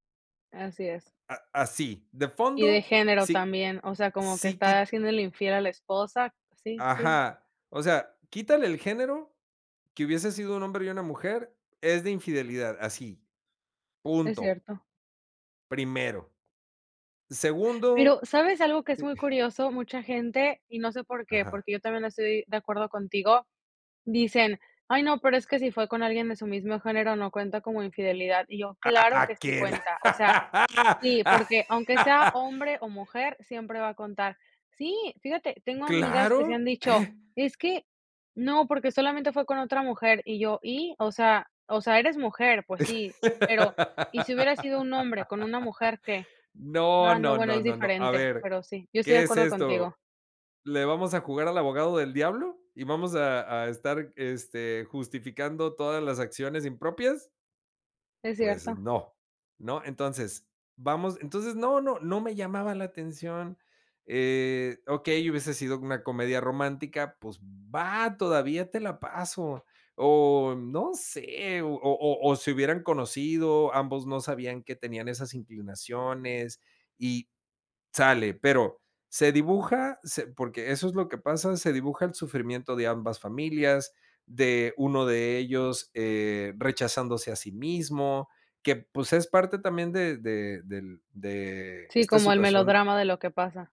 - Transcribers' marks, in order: laugh; laugh
- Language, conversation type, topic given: Spanish, podcast, ¿Qué opinas sobre la representación de género en películas y series?